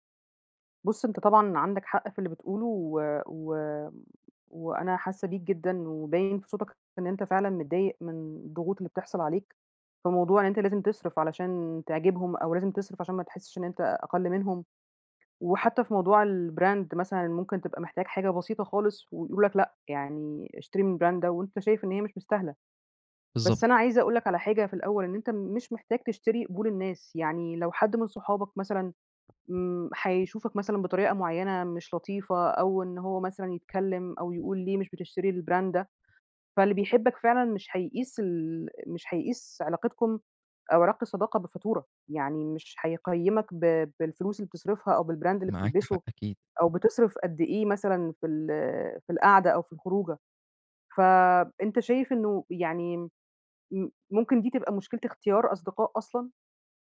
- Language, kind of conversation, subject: Arabic, advice, إزاي أتعامل مع ضغط صحابي عليّا إني أصرف عشان أحافظ على شكلي قدام الناس؟
- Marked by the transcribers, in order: in English: "الbrand"; in English: "الbrand"; tapping; in English: "الbrand"; in English: "بالbrand"